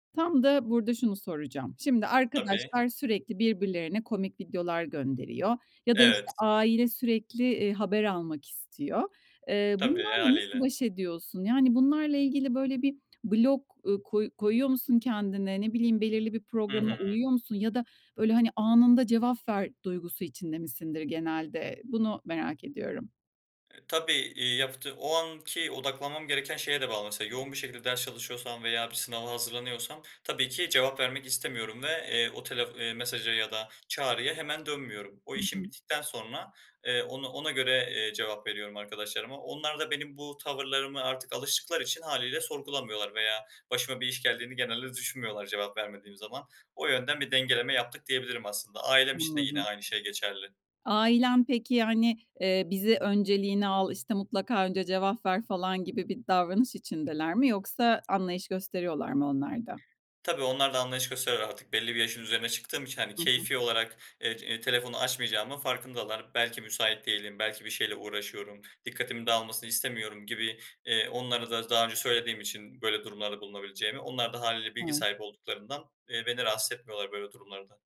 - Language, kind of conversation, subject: Turkish, podcast, Dijital dikkat dağıtıcılarla başa çıkmak için hangi pratik yöntemleri kullanıyorsun?
- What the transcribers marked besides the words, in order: tapping; other background noise